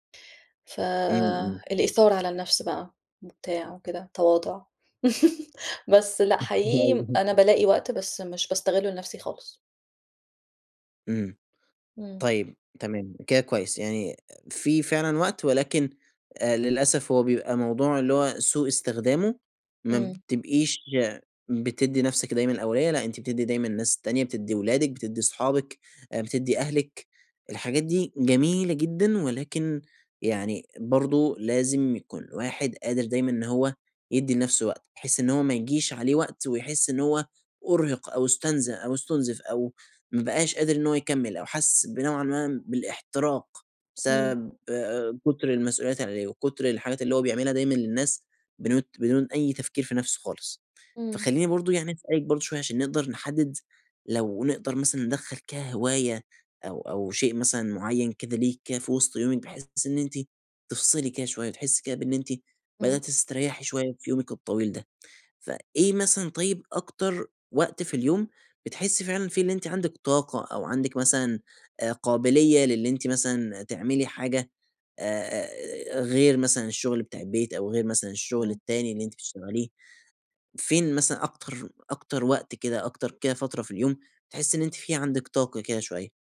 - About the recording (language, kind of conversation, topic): Arabic, advice, إزاي أقدر ألاقي وقت للراحة والهوايات؟
- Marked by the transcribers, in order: laugh; unintelligible speech; alarm